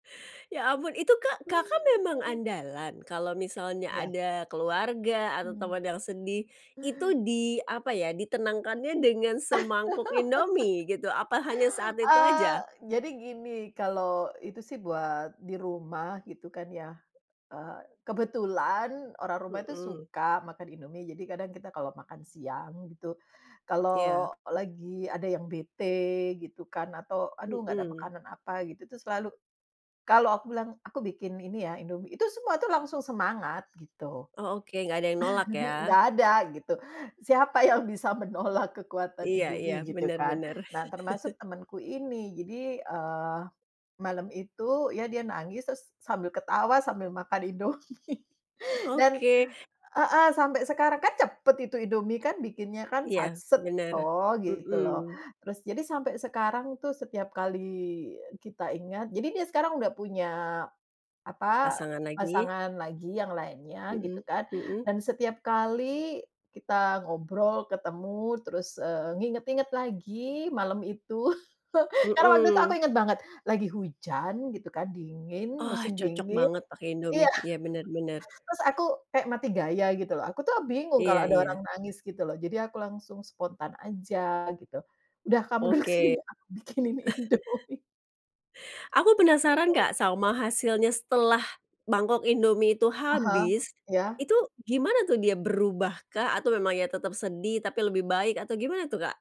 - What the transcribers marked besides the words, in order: laugh; chuckle; laughing while speaking: "siapa yang bisa menolak"; other background noise; chuckle; laughing while speaking: "Indomie"; chuckle; chuckle; laughing while speaking: "duduk sini, aku bikinin Indomie"; cough; inhale
- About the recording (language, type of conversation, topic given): Indonesian, podcast, Bagaimana cara sederhana membuat makanan penghibur untuk teman yang sedang sedih?
- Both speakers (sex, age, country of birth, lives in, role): female, 45-49, Indonesia, Indonesia, host; female, 45-49, Indonesia, Netherlands, guest